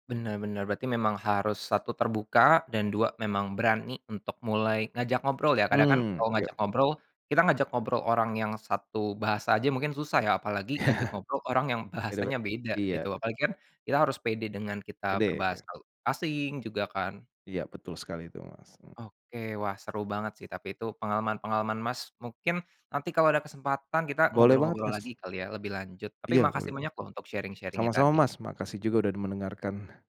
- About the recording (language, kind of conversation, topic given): Indonesian, podcast, Ceritakan pengalamanmu bertemu teman secara tidak sengaja saat bepergian?
- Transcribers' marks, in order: laughing while speaking: "Iya"; tapping; other background noise; in English: "sharing-sharingnya"